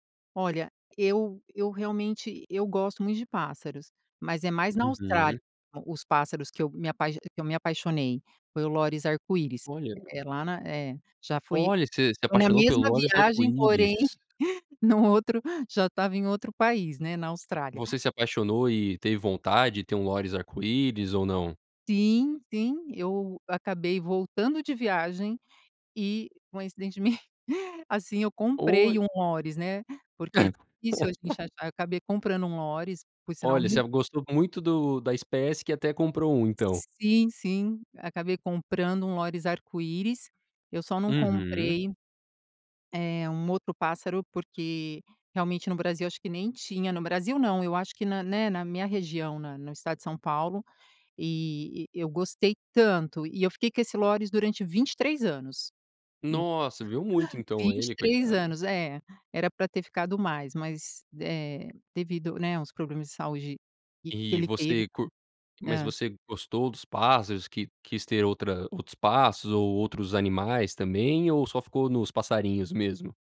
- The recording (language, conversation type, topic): Portuguese, podcast, Como foi o encontro inesperado que você teve durante uma viagem?
- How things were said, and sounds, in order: chuckle; laughing while speaking: "coincidentemente"; laugh; chuckle